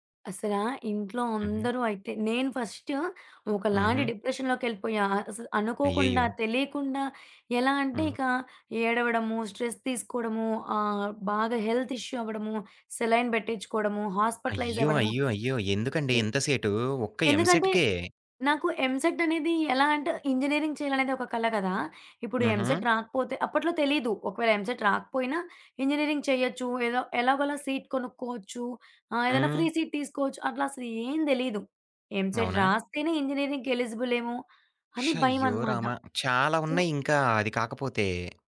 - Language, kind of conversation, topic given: Telugu, podcast, బర్నౌట్ వచ్చినప్పుడు మీరు ఏమి చేశారు?
- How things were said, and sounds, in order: in English: "ఫస్ట్"; in English: "డిప్రెషన్‌లోకి"; in English: "స్ట్రెస్"; in English: "హెల్త్ ఇష్యూ"; in English: "సెలైన్"; in English: "హాస్పిటలైజ్"; in English: "ఎంసెట్"; in English: "ఎంసెట్‌కే?"; in English: "ఇంజినీరింగ్"; in English: "ఎంసెట్"; in English: "ఎంసెట్"; in English: "ఇంజినీరింగ్"; in English: "సీట్"; in English: "ఫ్రీ సీట్"; in English: "ఎంసెట్"; in English: "ఇంజినీరింగ్‌కి ఎలిజిబుల్"; tapping; in English: "సో"